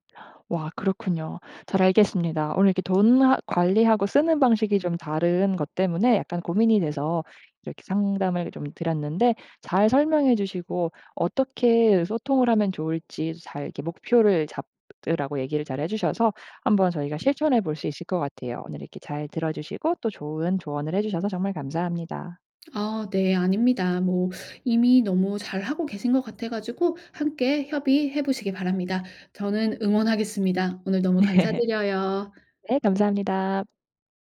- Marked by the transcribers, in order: gasp; teeth sucking; laughing while speaking: "네"; laugh
- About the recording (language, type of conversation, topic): Korean, advice, 돈 관리 방식 차이로 인해 다툰 적이 있나요?